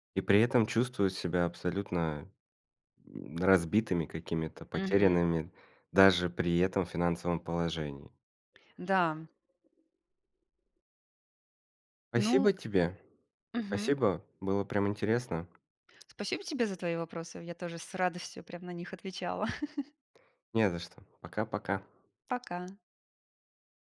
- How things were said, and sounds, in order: grunt; other background noise; tapping; chuckle
- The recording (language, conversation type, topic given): Russian, podcast, Что вы выбираете — стабильность или перемены — и почему?